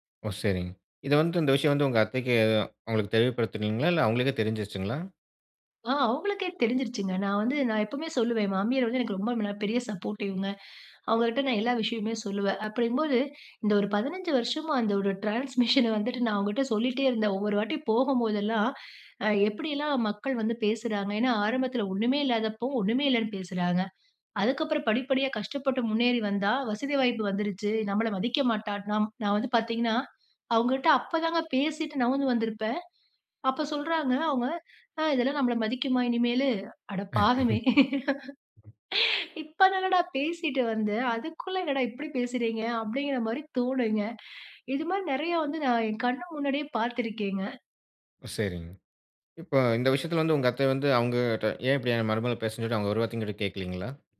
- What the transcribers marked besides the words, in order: in English: "சப்போர்டிவ்ங்க"; in English: "ட்ரான்ஸ்மிஷன"; laugh; laugh; laughing while speaking: "இப்ப தானடா பேசிட்டு வந்தேன். அதுக்குள்ள என்னடா இப்டி பேசுறீங்க? அப்டிங்கிற மாரி தோணுங்க"
- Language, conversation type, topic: Tamil, podcast, மாறுதல் ஏற்பட்டபோது உங்கள் உறவுகள் எவ்வாறு பாதிக்கப்பட்டன?